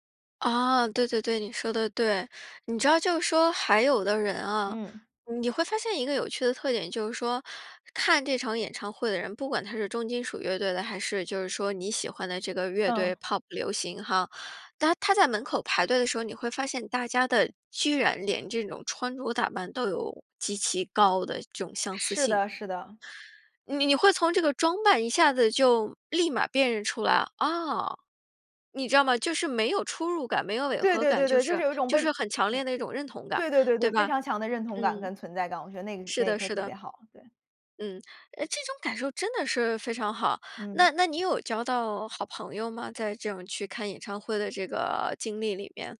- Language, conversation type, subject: Chinese, podcast, 音乐曾如何陪你度过难关？
- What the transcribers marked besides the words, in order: in English: "pop"